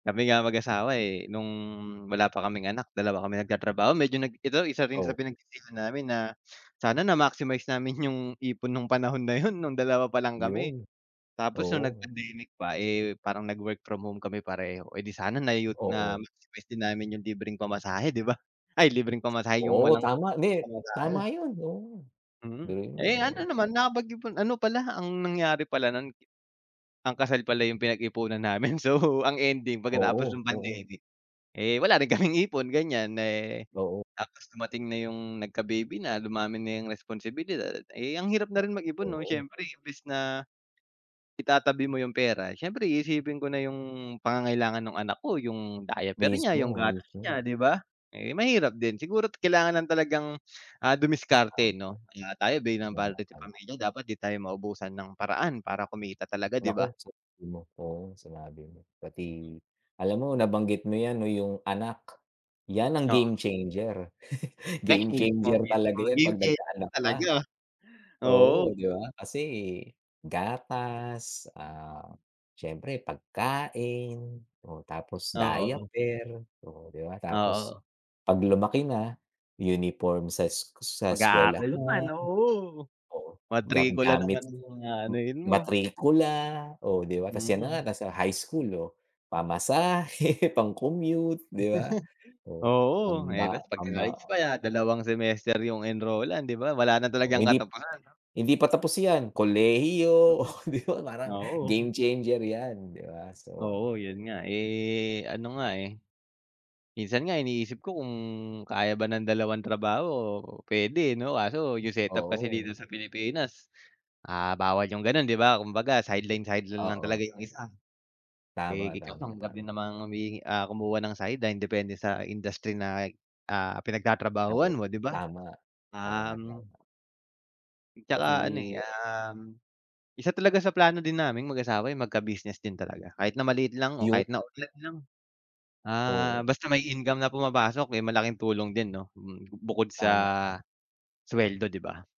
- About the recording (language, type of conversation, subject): Filipino, unstructured, Ano ang pinakamalaking pagkakamali mo sa pera, at paano mo ito nalampasan?
- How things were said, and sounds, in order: laughing while speaking: "yung"; laughing while speaking: "so"; laughing while speaking: "kaming"; tapping; chuckle; laughing while speaking: "pamasahe"; chuckle; laughing while speaking: "oh 'di ba"